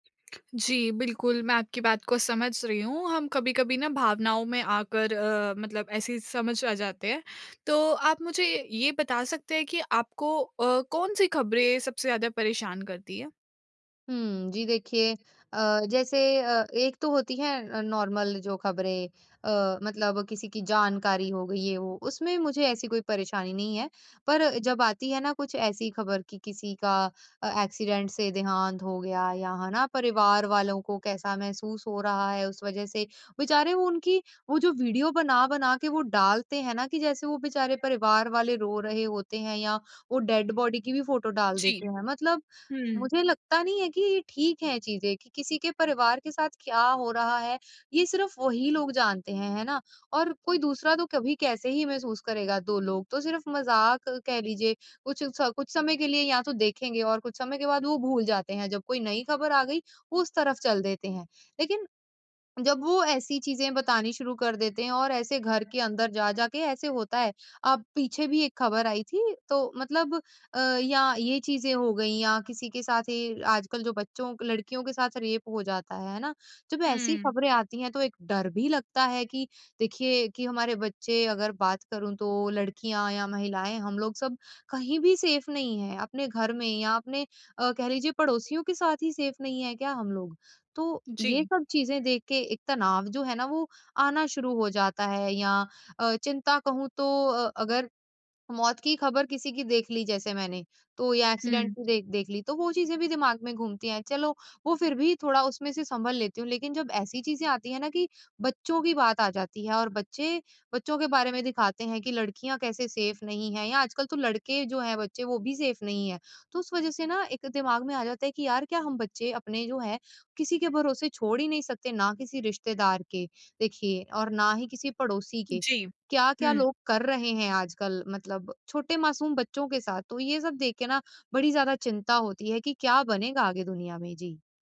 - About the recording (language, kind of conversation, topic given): Hindi, advice, दुनिया की खबरों से होने वाली चिंता को मैं कैसे संभालूँ?
- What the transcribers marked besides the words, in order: tongue click; in English: "नॉर्मल"; in English: "एक्सीडेंट"; in English: "डेड बॉडी"; in English: "सेफ"; in English: "एक्सीडेंट"; in English: "सेफ"; in English: "सेफ़"